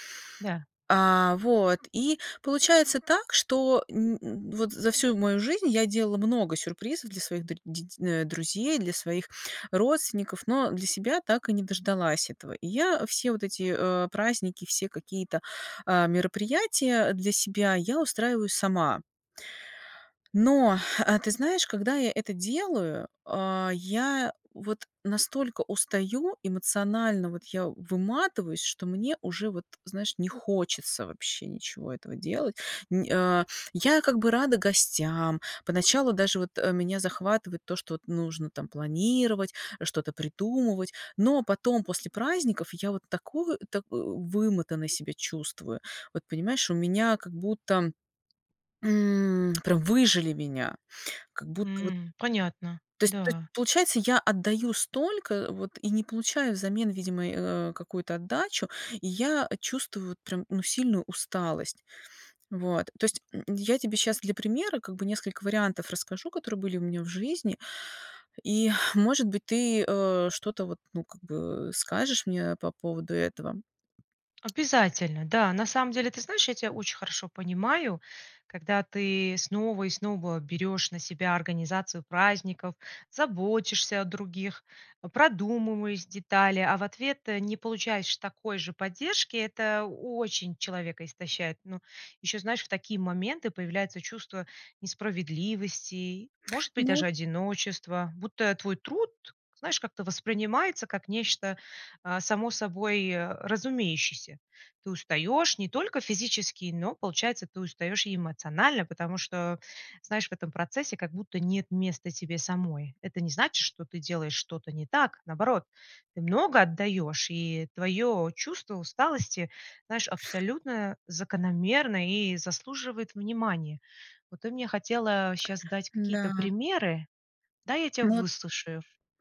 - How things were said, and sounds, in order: other background noise; tapping; stressed: "хочется"; grunt; lip smack
- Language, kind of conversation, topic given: Russian, advice, Как справиться с перегрузкой и выгоранием во время отдыха и праздников?